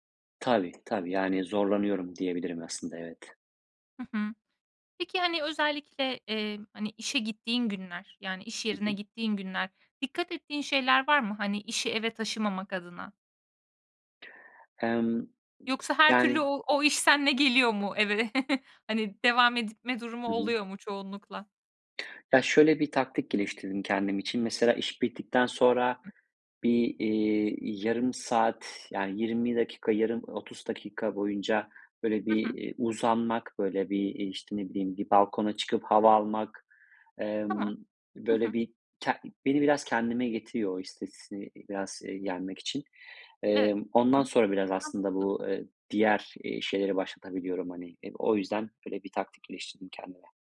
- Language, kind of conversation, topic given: Turkish, podcast, İş ve özel hayat dengesini nasıl kuruyorsun, tavsiyen nedir?
- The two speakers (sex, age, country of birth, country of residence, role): female, 25-29, Turkey, Estonia, host; male, 35-39, Turkey, Spain, guest
- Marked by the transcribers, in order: tapping; other background noise; chuckle; "etme" said as "edipme"; other noise